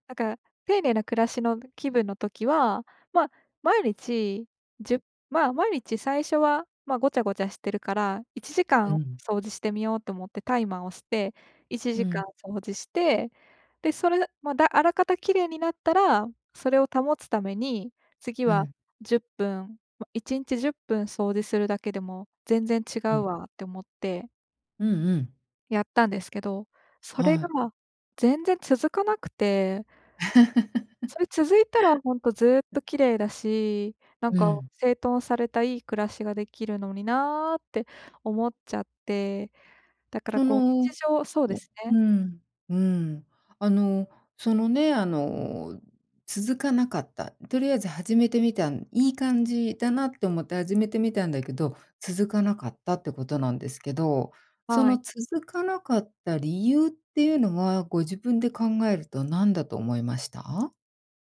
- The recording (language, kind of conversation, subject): Japanese, advice, 家事や日課の優先順位をうまく決めるには、どうしたらよいですか？
- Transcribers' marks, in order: laugh; unintelligible speech